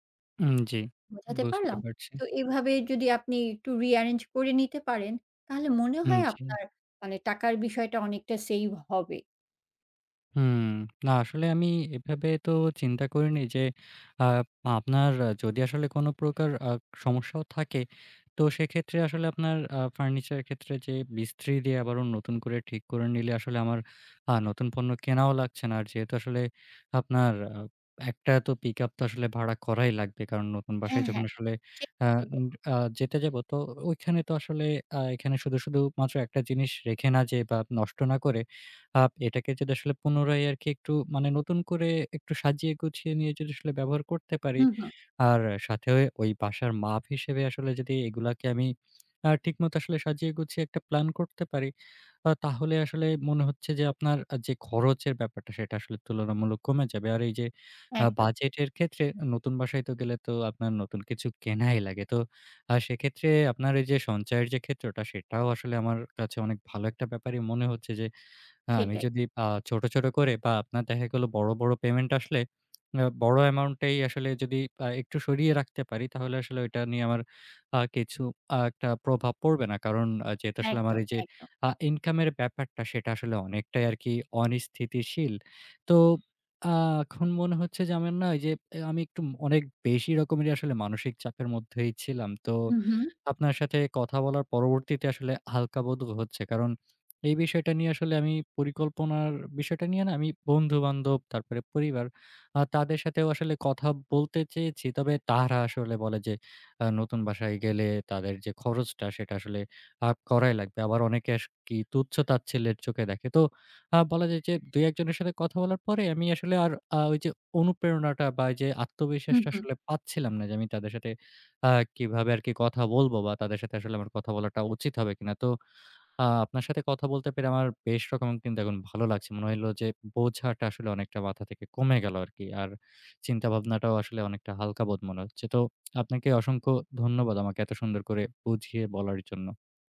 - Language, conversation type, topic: Bengali, advice, বড় কেনাকাটার জন্য সঞ্চয় পরিকল্পনা করতে অসুবিধা হচ্ছে
- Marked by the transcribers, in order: lip smack; lip smack; tapping; laughing while speaking: "কেনাই লাগে"; other background noise; lip smack